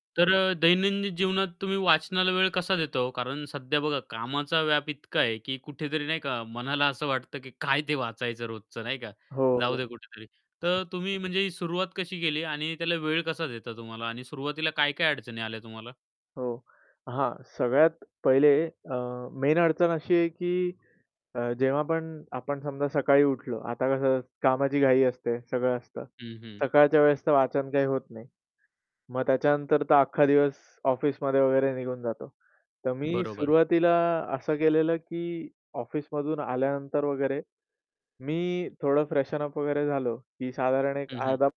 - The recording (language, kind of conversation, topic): Marathi, podcast, तुम्ही वाचनाची सवय कशी वाढवली आणि त्यासाठी काही सोप्या टिप्स सांगाल का?
- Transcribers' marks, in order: static; other background noise; in English: "मेन"; in English: "फ्रेशन अप"